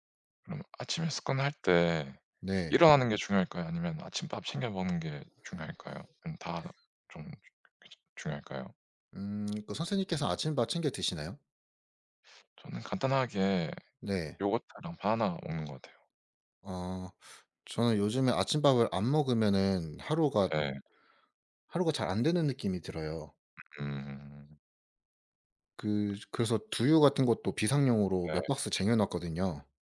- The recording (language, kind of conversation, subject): Korean, unstructured, 오늘 하루는 보통 어떻게 시작하세요?
- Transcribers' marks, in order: tapping; other background noise